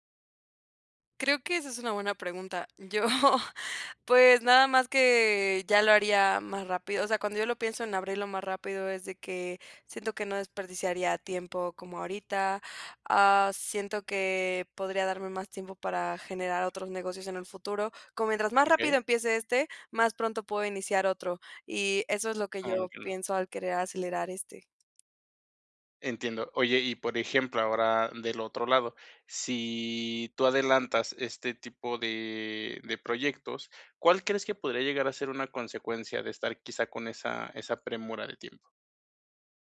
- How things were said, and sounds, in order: laughing while speaking: "Yo"; other background noise; tapping
- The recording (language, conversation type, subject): Spanish, advice, ¿Cómo puedo equilibrar la ambición y la paciencia al perseguir metas grandes?